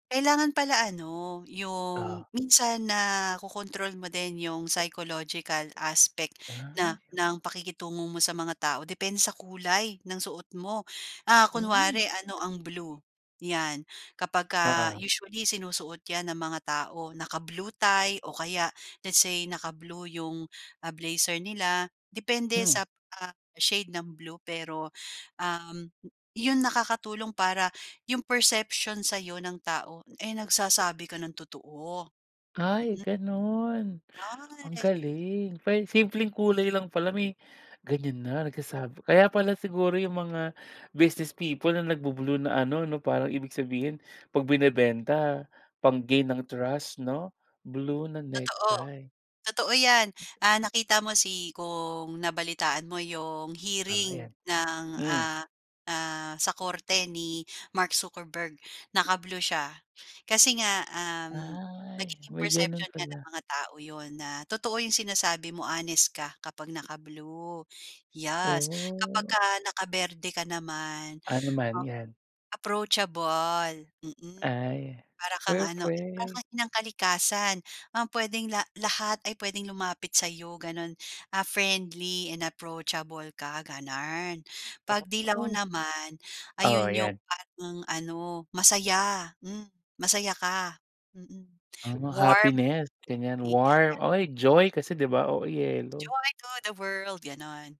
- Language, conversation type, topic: Filipino, podcast, Paano mo ginagamit ang kulay para ipakita ang sarili mo?
- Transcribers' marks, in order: in English: "psychological aspect"; in English: "blazer"; in English: "perception"; unintelligible speech; in English: "business people"; in English: "perception"; drawn out: "Oh"; "Yes" said as "Yas"; in English: "approachable"; in English: "friendly and approachable"; "gano'n" said as "ganern"; singing: "Joy to the world"; in English: "Joy to the world"